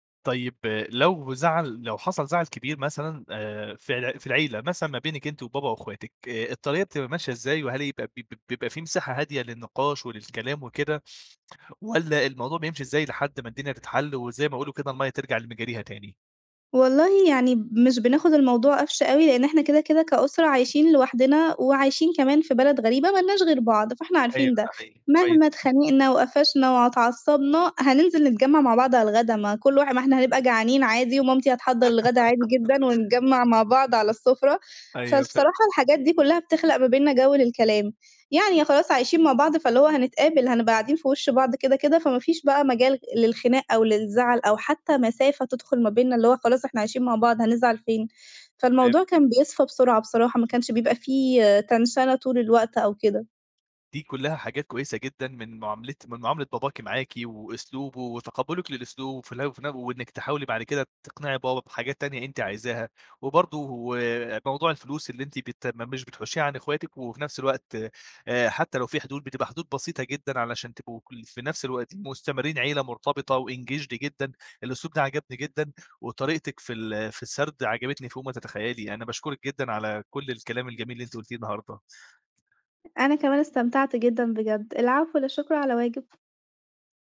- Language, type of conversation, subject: Arabic, podcast, إزاي تحطّ حدود مع العيلة من غير ما حد يزعل؟
- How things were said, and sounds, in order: other background noise; giggle; in English: "وEngaged"; tapping